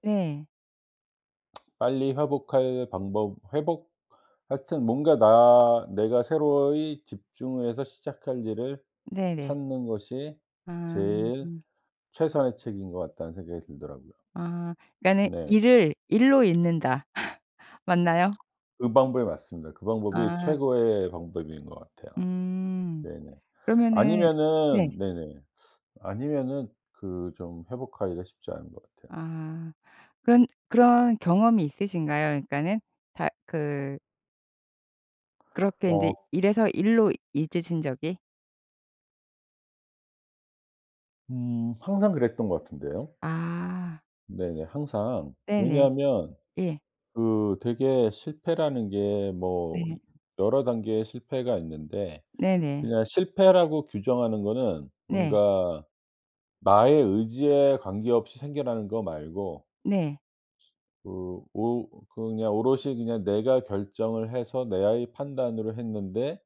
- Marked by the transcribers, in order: lip smack; laugh; lip smack; other background noise; tapping
- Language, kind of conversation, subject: Korean, podcast, 실패로 인한 죄책감은 어떻게 다스리나요?